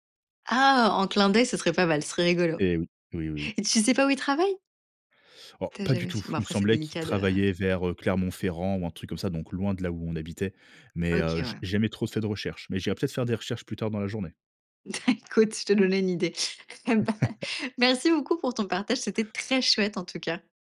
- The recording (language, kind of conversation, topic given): French, podcast, Tu te souviens d’un professeur qui a tout changé pour toi ?
- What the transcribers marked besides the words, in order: laughing while speaking: "Écoute"; laughing while speaking: "Eh bah"; laugh; stressed: "très"